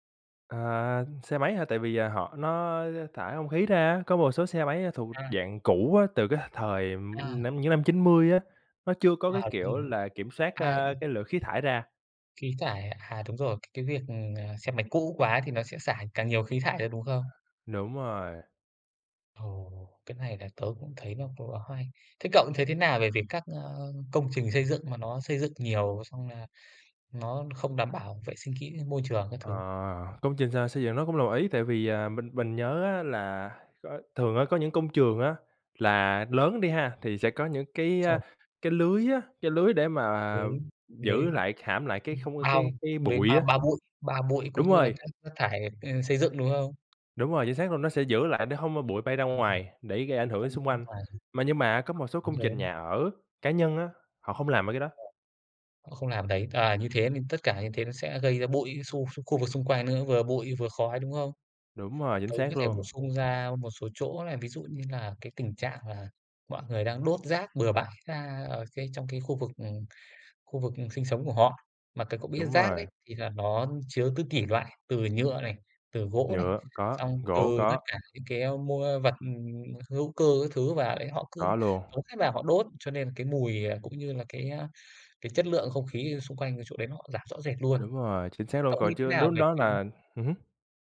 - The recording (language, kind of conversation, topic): Vietnamese, unstructured, Bạn nghĩ gì về tình trạng ô nhiễm không khí hiện nay?
- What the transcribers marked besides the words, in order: tapping; other background noise; unintelligible speech; "này" said as "lày"